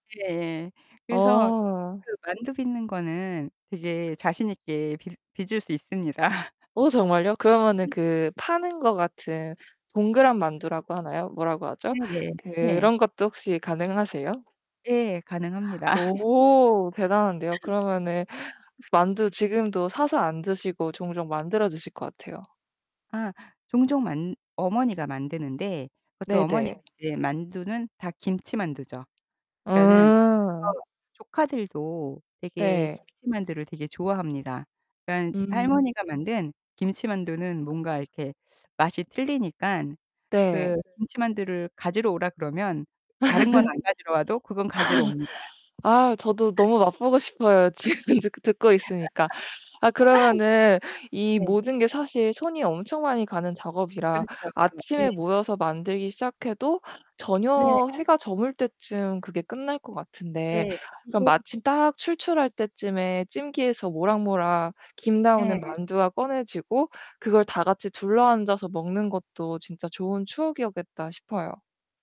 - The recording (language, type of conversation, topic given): Korean, podcast, 함께 음식을 나누며 생긴 기억 하나를 들려주실 수 있나요?
- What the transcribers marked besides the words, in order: other background noise; laugh; tapping; laugh; distorted speech; unintelligible speech; background speech; laugh; laughing while speaking: "지금 드 듣고 있으니까"; laugh